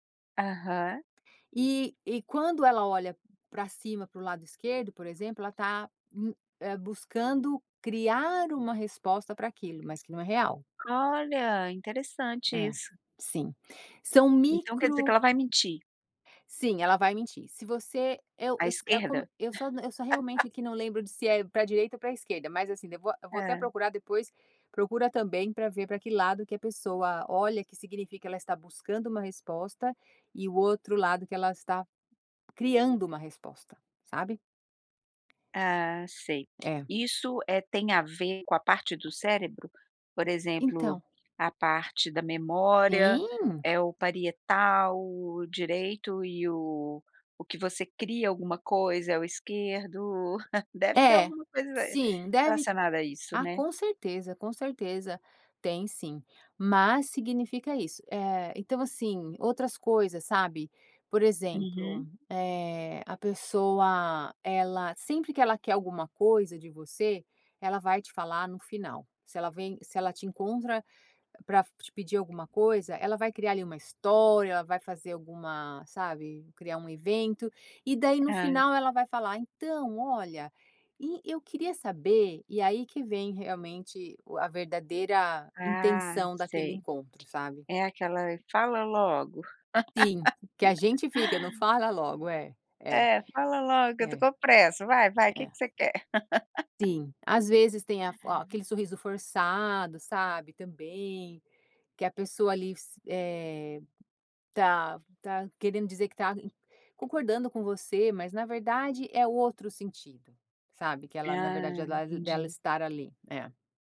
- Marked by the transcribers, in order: laugh; tapping; chuckle; laugh
- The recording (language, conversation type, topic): Portuguese, podcast, Como perceber quando palavras e corpo estão em conflito?